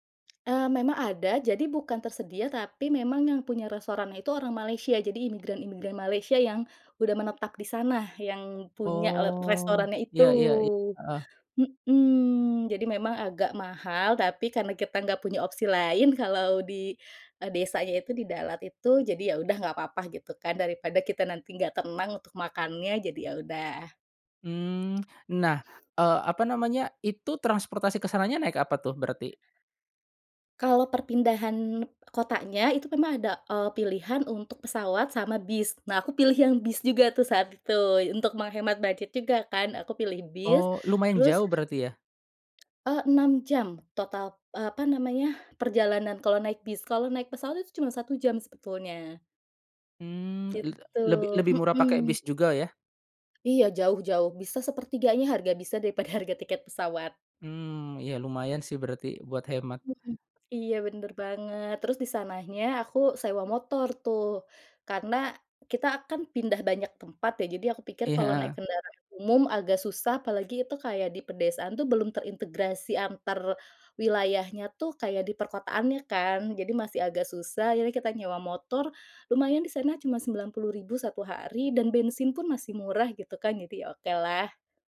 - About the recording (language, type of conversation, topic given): Indonesian, podcast, Tips apa yang kamu punya supaya perjalanan tetap hemat, tetapi berkesan?
- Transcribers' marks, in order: drawn out: "Oh"; sniff; other background noise; tapping